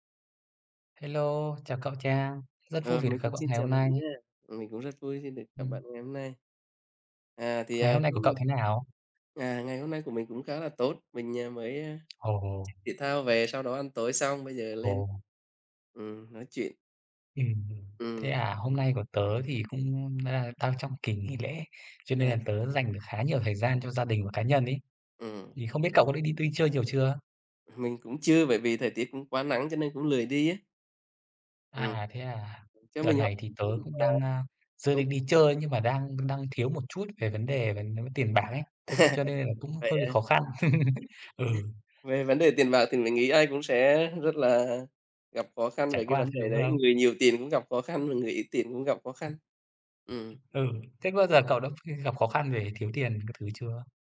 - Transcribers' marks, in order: tapping; unintelligible speech; laugh; other background noise; laugh
- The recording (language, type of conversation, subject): Vietnamese, unstructured, Tiền bạc có phải là nguyên nhân chính gây căng thẳng trong cuộc sống không?